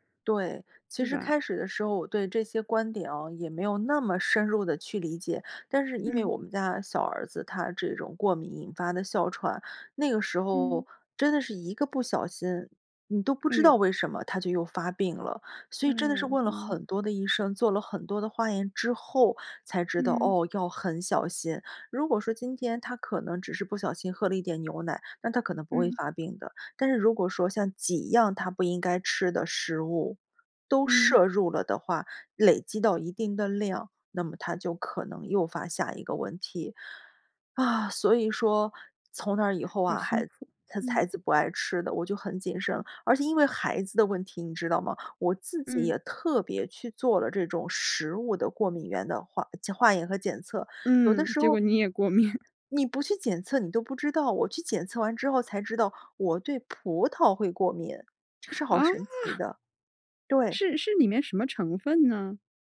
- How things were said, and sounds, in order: laughing while speaking: "你也过敏"
- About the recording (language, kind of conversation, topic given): Chinese, podcast, 家人挑食你通常怎么应对？